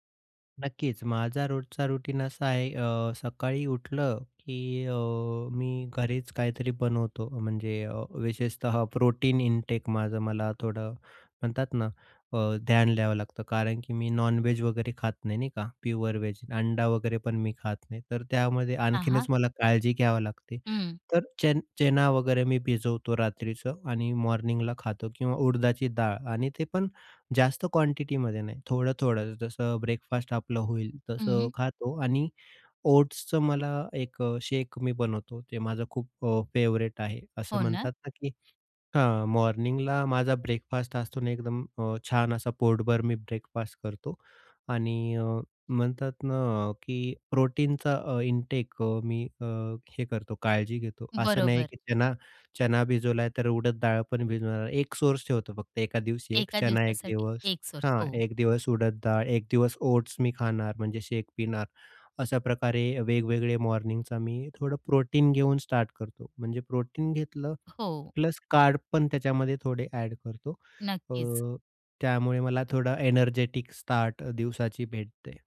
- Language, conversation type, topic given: Marathi, podcast, भूक आणि जेवणाची ठरलेली वेळ यांतला फरक तुम्ही कसा ओळखता?
- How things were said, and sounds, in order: in English: "प्रोटीन इंटेक"; in Hindi: "ध्यान"; in English: "नॉनव्हेज"; in English: "प्युअर वेज"; in Hindi: "अंडा"; in English: "मॉर्निंगला"; in English: "क्वांटिटीमध्ये"; in English: "ब्रेकफास्ट"; in English: "ओट्सचं"; in English: "शेक"; in English: "फेवरेट"; in English: "मॉर्निंगला"; in English: "ब्रेकफास्ट"; in English: "ब्रेकफास्ट"; in English: "प्रोटीनचा"; in English: "इंटेक"; in English: "सोर्स"; in English: "सोर्स"; in English: "ओट्स"; in English: "शेक"; in English: "मॉर्निंगचा"; in English: "प्रोटीन"; in English: "स्टार्ट"; in English: "प्रोटीन"; in English: "प्लस"; in English: "कार्डपण एड"; "कार्ब्सपण" said as "कार्डपण"; in English: "एनर्जेटिक स्टार्ट"